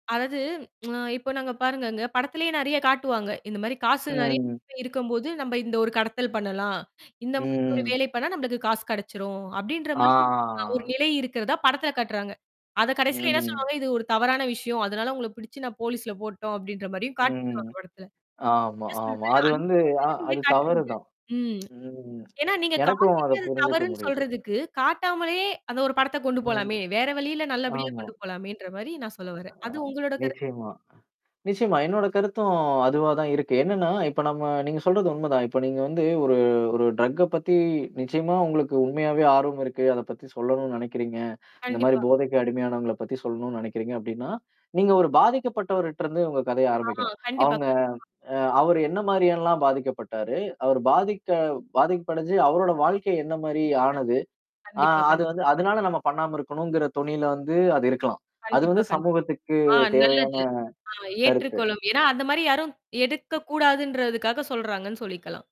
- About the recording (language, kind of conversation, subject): Tamil, podcast, ஒரு படத்தின் மூலம் சமூகச் செய்தியை எப்படிச் சிறப்பாகப் பகிரலாம்?
- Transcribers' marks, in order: distorted speech; tsk; mechanical hum; static; unintelligible speech; drawn out: "ஆ"; in English: "போலீஸ்ல"; unintelligible speech; tsk; other background noise; other noise; tapping; in English: "ட்ரக்க"; "பாதிப்பு அடஞ்சி" said as "பாதிக்கப்படுஞ்சு"